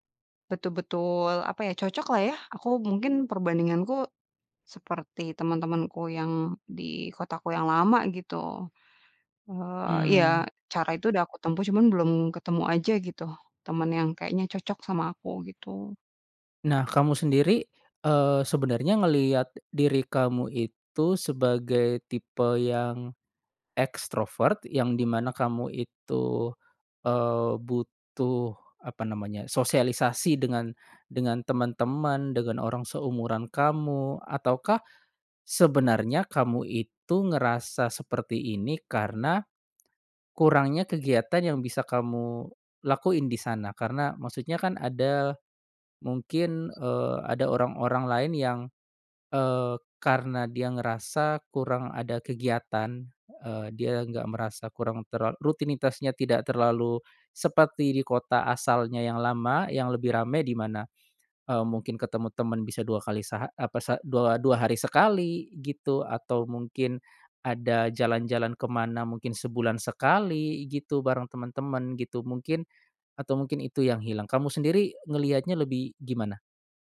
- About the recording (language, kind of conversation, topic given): Indonesian, advice, Bagaimana cara pindah ke kota baru tanpa punya teman dekat?
- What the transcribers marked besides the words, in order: in English: "ekstrovert"; other background noise; unintelligible speech